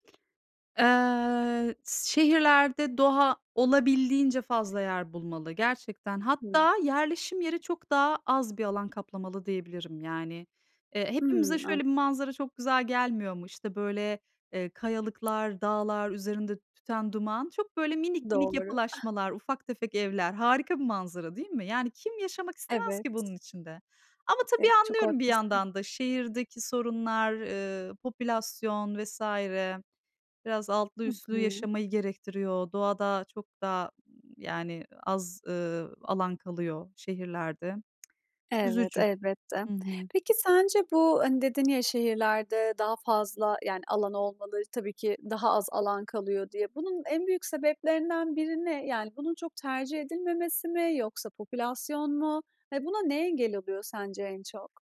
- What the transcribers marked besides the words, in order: other background noise; chuckle; tapping
- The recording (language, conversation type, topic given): Turkish, podcast, Şehirlerde doğa nasıl daha fazla yer bulabilir?
- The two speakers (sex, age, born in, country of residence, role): female, 30-34, Turkey, Estonia, host; female, 40-44, Turkey, Netherlands, guest